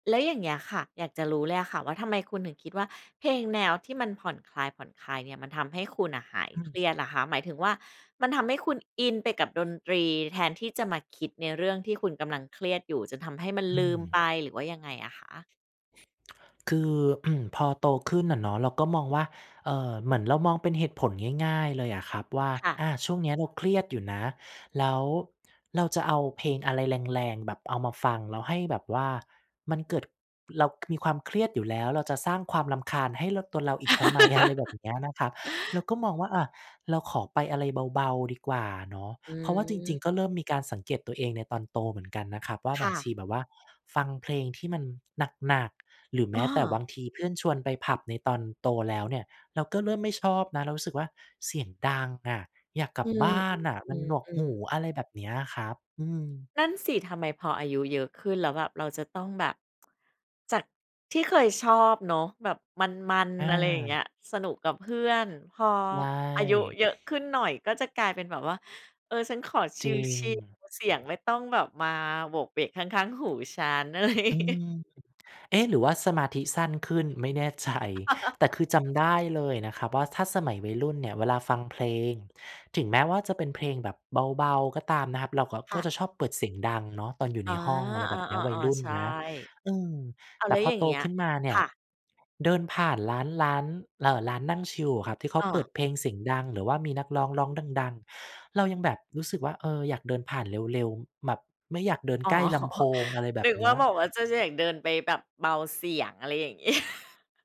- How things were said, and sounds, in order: other background noise; throat clearing; tapping; laugh; laughing while speaking: "อะไรอย่างงี้"; laughing while speaking: "ใจ"; laugh; laughing while speaking: "อ๋อ"; laughing while speaking: "งี้"
- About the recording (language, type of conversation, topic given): Thai, podcast, ดนตรีช่วยให้คุณผ่านช่วงเวลาที่ยากลำบากมาได้อย่างไร?